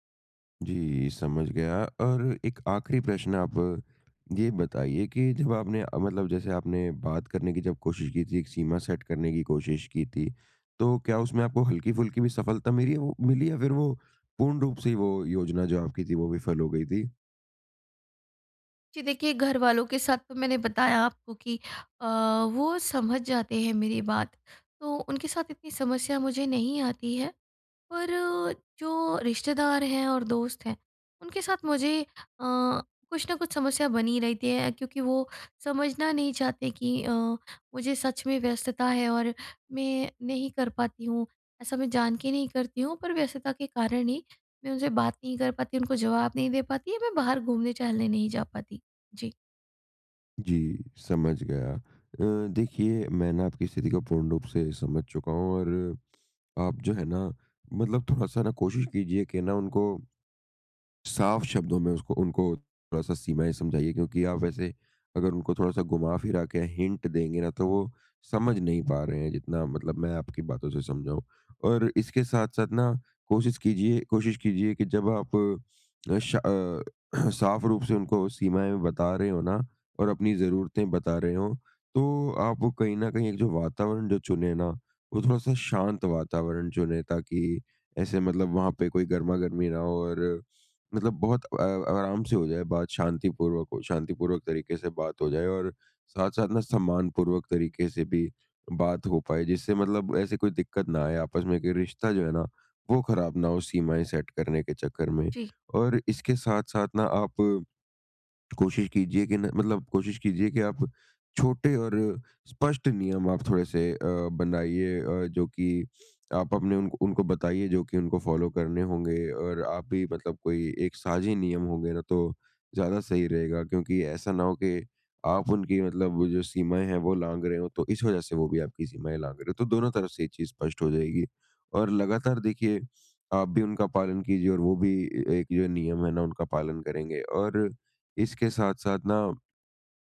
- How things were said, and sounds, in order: tapping; in English: "सेट"; other background noise; in English: "हिंट"; throat clearing; in English: "सेट"; in English: "फ़ॉलो"
- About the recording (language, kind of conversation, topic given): Hindi, advice, परिवार में स्वस्थ सीमाएँ कैसे तय करूँ और बनाए रखूँ?